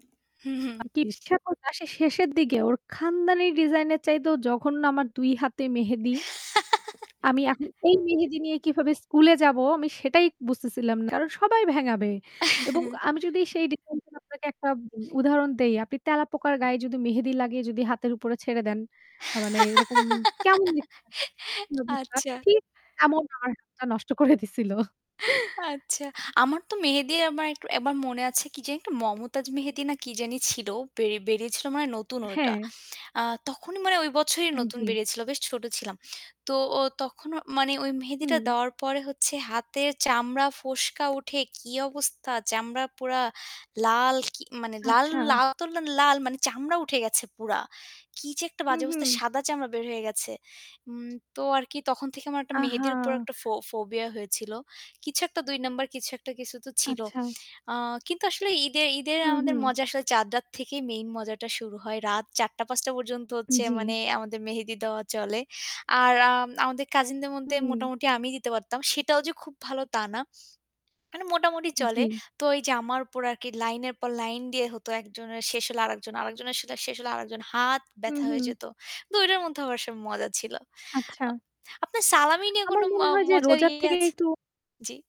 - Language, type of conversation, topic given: Bengali, unstructured, আপনার ধর্মীয় উৎসবের সময় সবচেয়ে মজার স্মৃতি কী?
- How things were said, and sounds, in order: unintelligible speech; distorted speech; static; giggle; chuckle; laugh; unintelligible speech; laughing while speaking: "করে দিছিল"; laughing while speaking: "আচ্ছা"